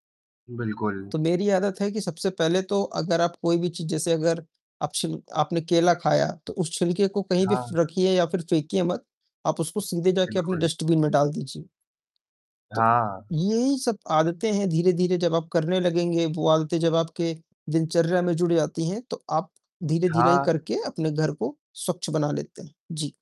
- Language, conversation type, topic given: Hindi, unstructured, घर पर कचरा कम करने के लिए आप क्या करते हैं?
- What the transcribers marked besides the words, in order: static; in English: "डस्टबिन"